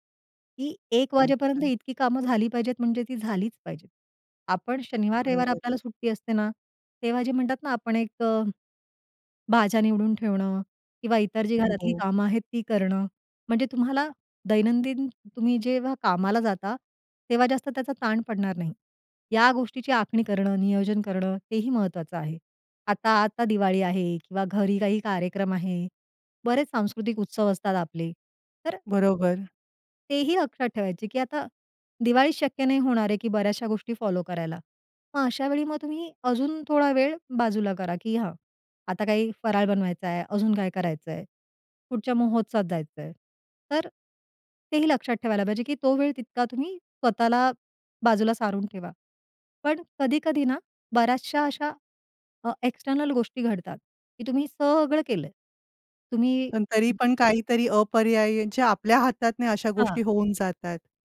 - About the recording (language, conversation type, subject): Marathi, podcast, रात्री शांत झोपेसाठी तुमची दिनचर्या काय आहे?
- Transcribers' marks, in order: in English: "एक्सटर्नल"; other noise; unintelligible speech